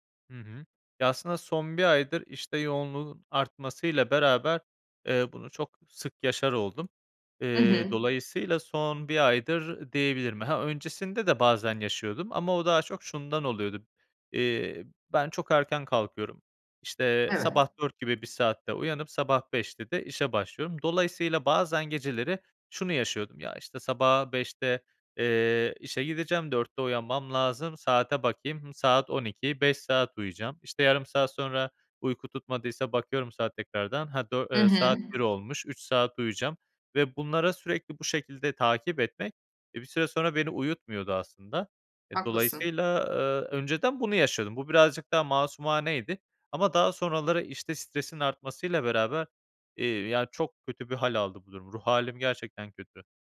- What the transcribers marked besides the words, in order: tapping
- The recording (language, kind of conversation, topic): Turkish, advice, İş stresi uykumu etkiliyor ve konsantre olamıyorum; ne yapabilirim?